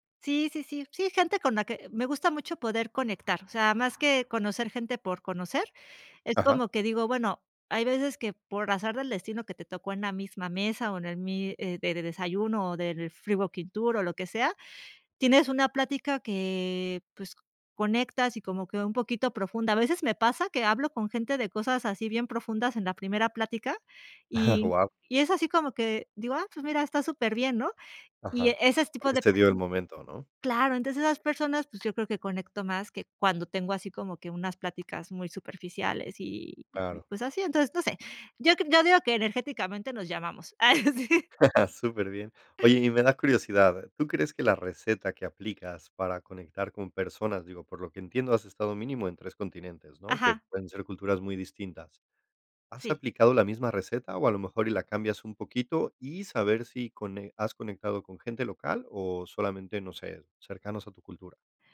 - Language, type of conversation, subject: Spanish, podcast, ¿Qué haces para conocer gente nueva cuando viajas solo?
- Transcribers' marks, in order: in English: "free working tour"; chuckle; chuckle; other noise